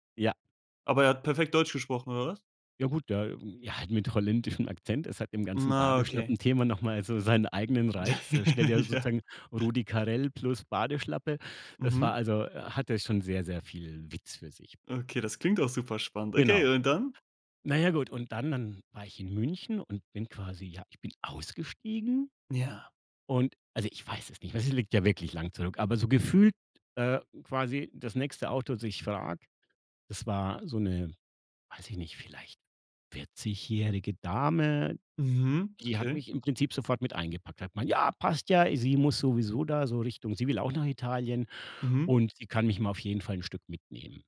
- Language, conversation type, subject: German, podcast, Erzählst du mir eine lustige Anekdote von einer Reise, die du allein gemacht hast?
- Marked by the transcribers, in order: laugh; laughing while speaking: "Ja"; put-on voice: "Ja, passt ja"